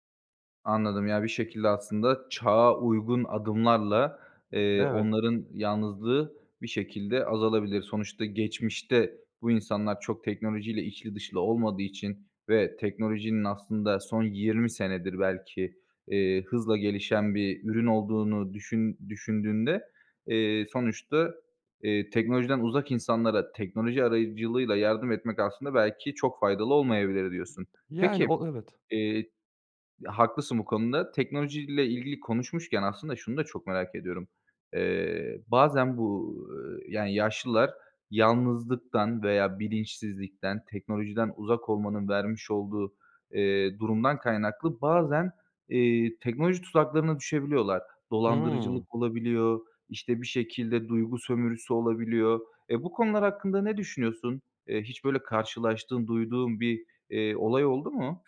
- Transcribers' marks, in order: other background noise
- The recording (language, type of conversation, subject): Turkish, podcast, Yaşlıların yalnızlığını azaltmak için neler yapılabilir?